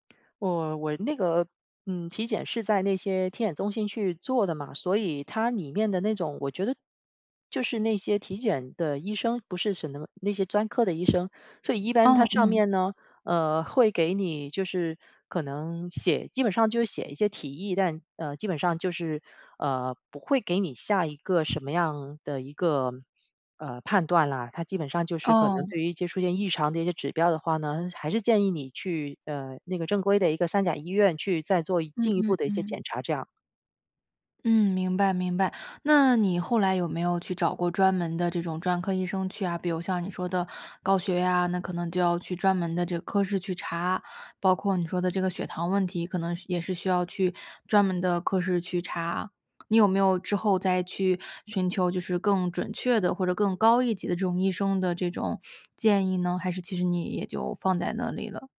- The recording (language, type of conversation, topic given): Chinese, advice, 当你把身体症状放大时，为什么会产生健康焦虑？
- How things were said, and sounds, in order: "什么" said as "什呢"; other background noise; other noise